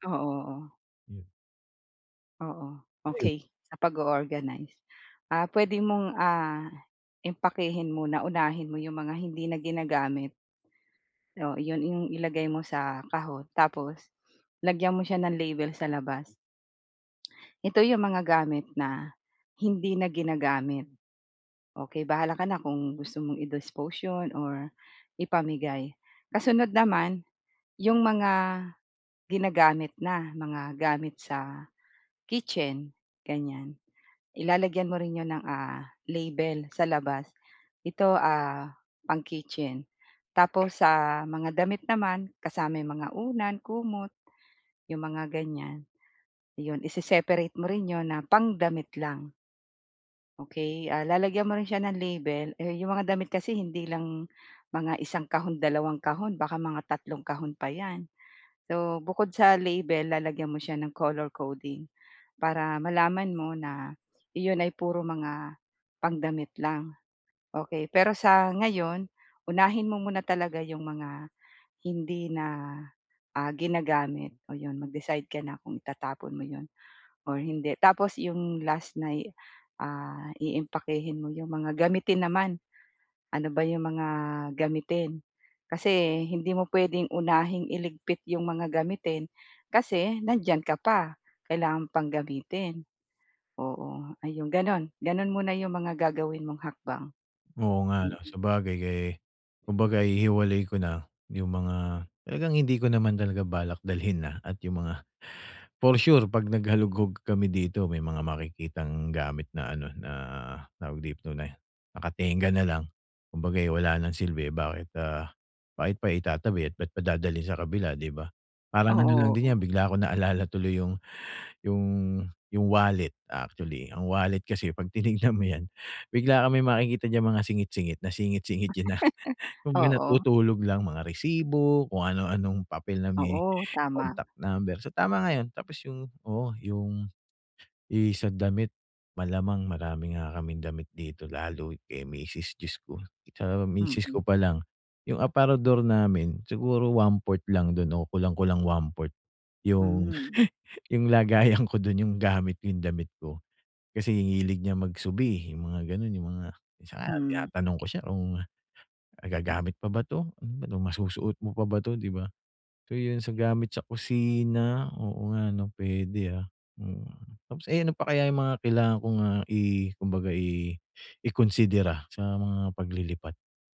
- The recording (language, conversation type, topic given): Filipino, advice, Paano ko maayos na maaayos at maiimpake ang mga gamit ko para sa paglipat?
- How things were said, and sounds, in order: other background noise; chuckle; chuckle